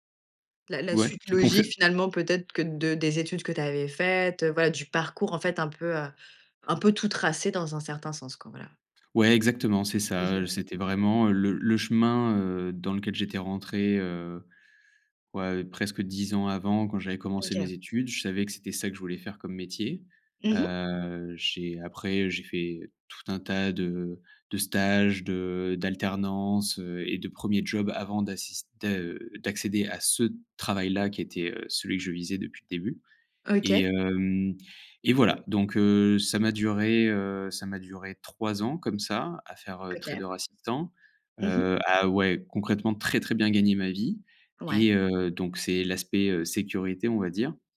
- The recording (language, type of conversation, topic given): French, podcast, Comment choisir entre la sécurité et l’ambition ?
- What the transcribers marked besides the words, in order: drawn out: "Heu"; stressed: "très très"